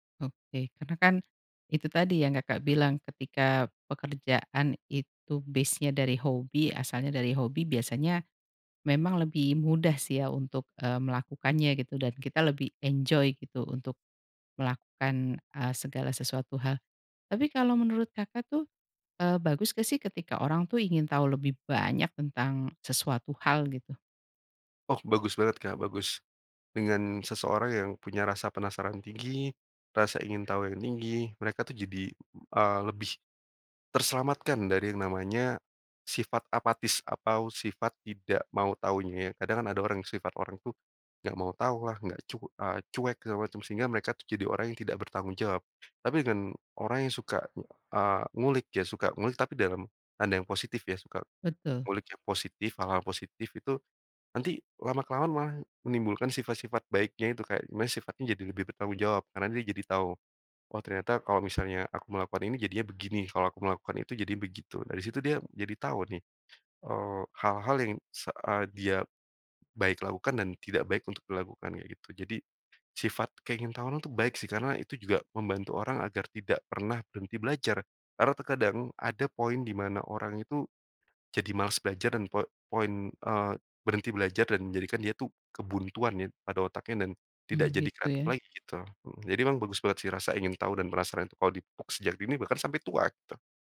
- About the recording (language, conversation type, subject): Indonesian, podcast, Pengalaman apa yang membuat kamu terus ingin tahu lebih banyak?
- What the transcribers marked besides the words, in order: in English: "base-nya"; in English: "enjoy"; stressed: "banyak"; other background noise; "dengan" said as "den"; "malah" said as "maah"; "pupuk" said as "puk"